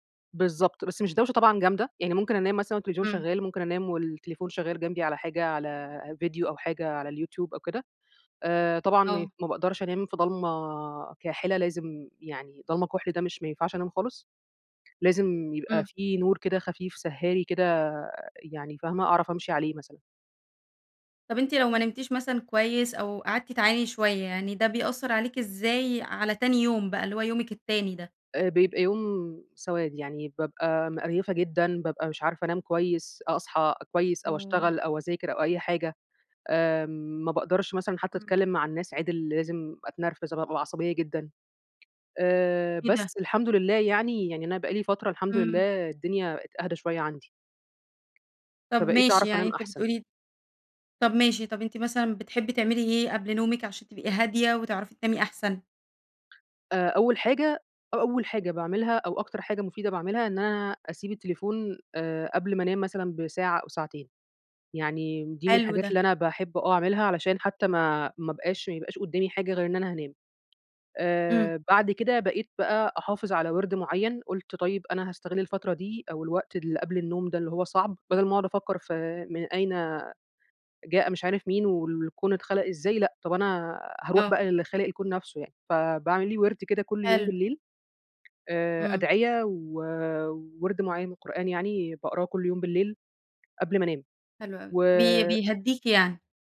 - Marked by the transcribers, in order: tapping
- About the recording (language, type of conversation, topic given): Arabic, podcast, إيه طقوسك بالليل قبل النوم عشان تنام كويس؟